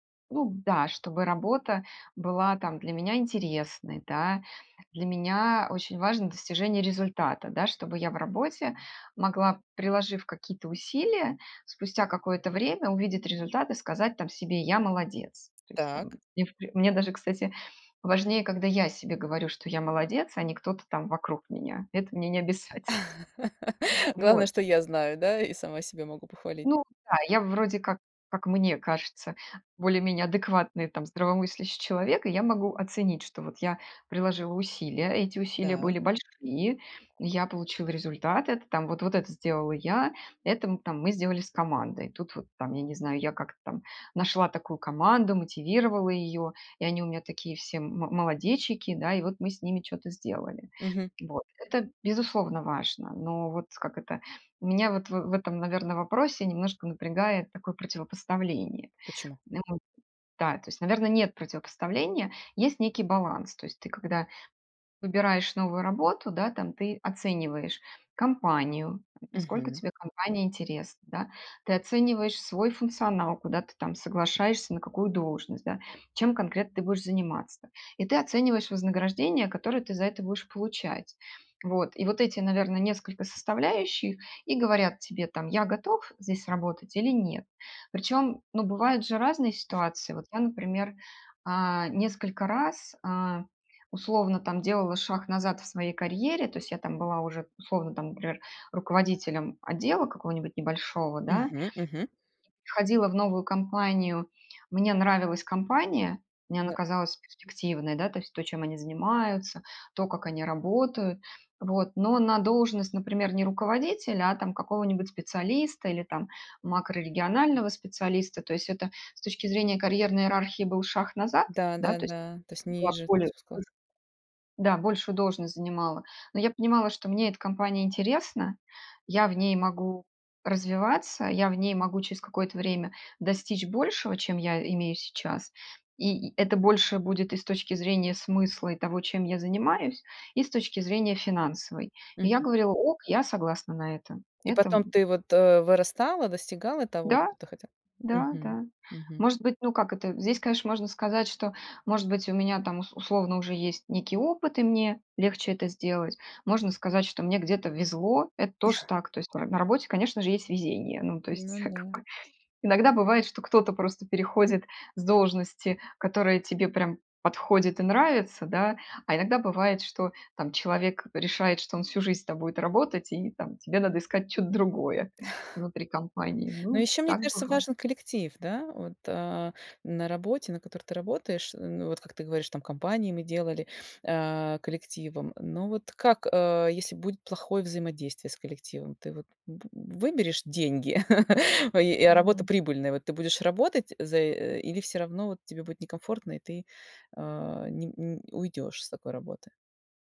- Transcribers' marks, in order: tapping; laugh; chuckle; other background noise; unintelligible speech; unintelligible speech; unintelligible speech; chuckle; chuckle; chuckle
- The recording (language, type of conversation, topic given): Russian, podcast, Что для тебя важнее — смысл работы или деньги?